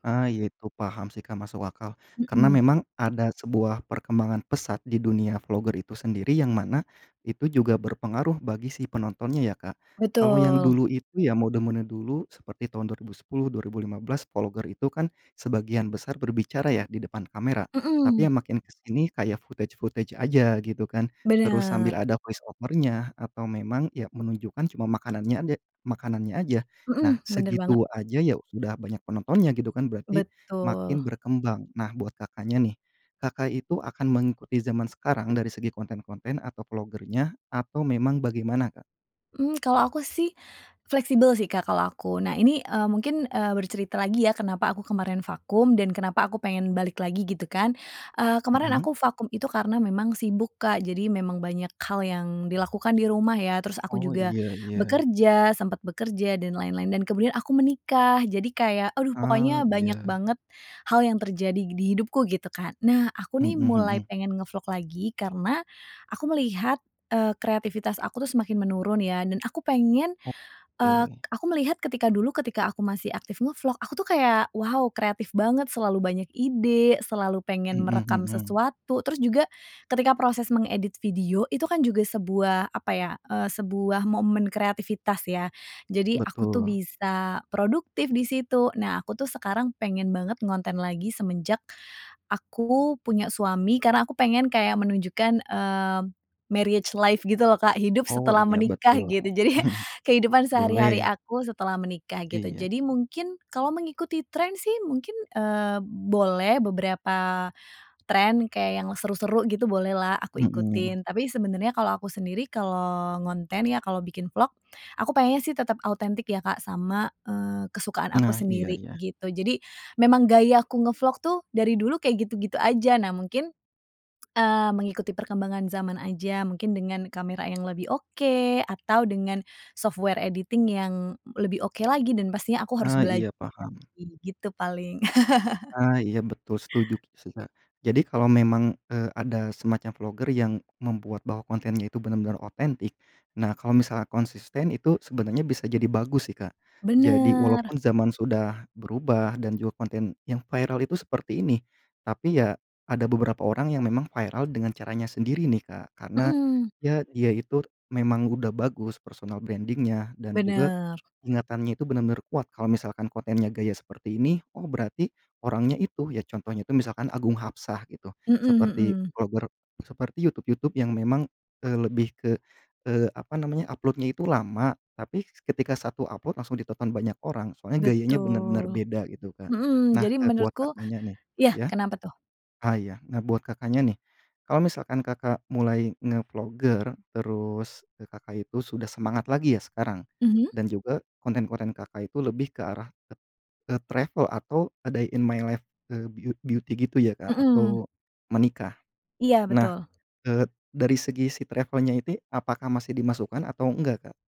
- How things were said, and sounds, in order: in English: "footage footage"; in English: "voice over-nya"; tapping; in English: "marriage life"; chuckle; laughing while speaking: "Jadi"; in English: "software editing"; laugh; in English: "personal branding-nya"; in English: "upload-nya"; in English: "upload"; in English: "travel"; in English: "a day in my life"
- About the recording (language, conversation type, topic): Indonesian, podcast, Ceritakan hobi lama yang ingin kamu mulai lagi dan alasannya